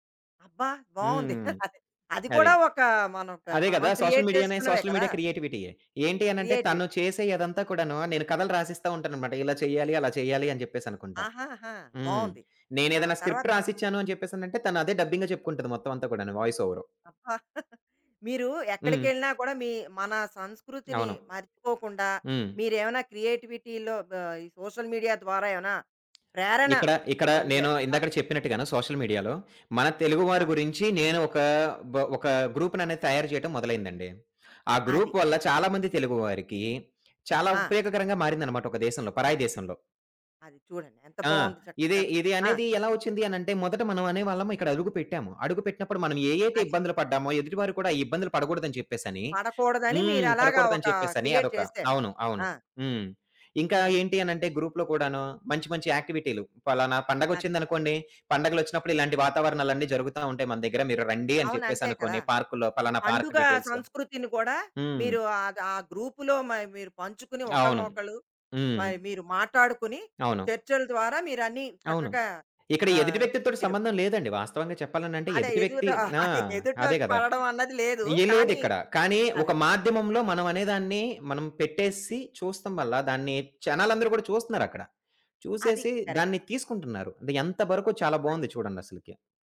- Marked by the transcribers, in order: chuckle; in English: "సోషల్ మీడియా‌నే సోషల్ మీడియా"; in English: "క్రియేట్"; in English: "క్రియేటివిటి"; in English: "స్క్రిప్ట్"; in English: "డబ్బింగ్‌గా"; in English: "వాయిస్"; chuckle; tapping; other background noise; in English: "క్రియేటివిటీలో"; in English: "సోషల్ మీడియా"; in English: "సోషల్ మీడియా‌లో"; in English: "గ్రూప్‌ని"; in English: "గ్రూప్"; in English: "క్రియేట్"; in English: "గ్రూప్‌లో"; in English: "పార్క్ డీటెయిల్స్"; laugh; in English: "కరెక్ట్"
- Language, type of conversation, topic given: Telugu, podcast, సోషల్ మీడియా మీ క్రియేటివిటీని ఎలా మార్చింది?